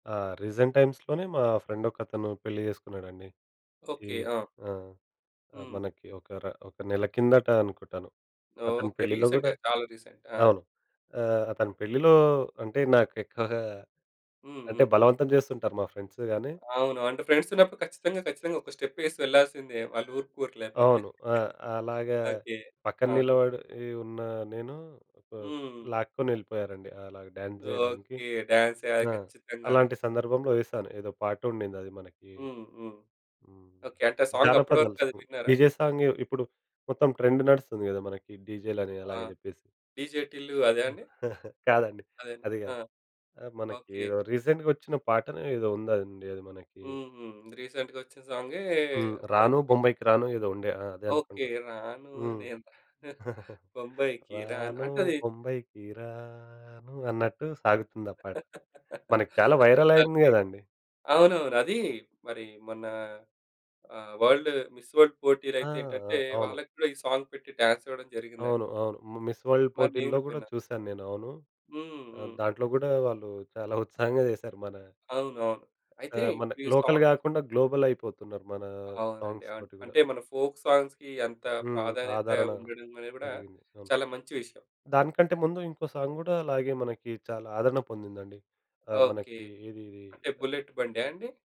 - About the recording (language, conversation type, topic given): Telugu, podcast, మీకు ఇల్లు లేదా ఊరును గుర్తుచేసే పాట ఏది?
- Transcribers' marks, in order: in English: "రీసెంట్ టైమ్స్‌లోనే"; in English: "ఫ్రెండ్"; in English: "రీసెంట్‌గా"; in English: "రీసెంట్"; in English: "ఫ్రెండ్స్"; in English: "ఫ్రెండ్స్"; in English: "స్టెప్"; other background noise; giggle; in English: "డ్యాన్స్"; in English: "డాన్స్"; in English: "సాంగ్. డీజే సాంగ్"; in English: "సాంగ్"; in English: "ట్రెండ్"; chuckle; in English: "రీసెంట్‌గా"; in English: "రీసెంట్‌గా"; chuckle; singing: "రాను బొంబాయికి రాను"; giggle; in English: "వైరల్"; in English: "మిస్ వరల్డ్"; in English: "సాంగ్"; in English: "డాన్స్"; in English: "మిస్ వరల్డ్"; tapping; in English: "లోకల్"; in English: "సాంగ్"; in English: "గ్లోబల్"; in English: "సాంగ్స్"; in English: "ఫోల్క్ సాంగ్స్‌కి"; in English: "సాంగ్"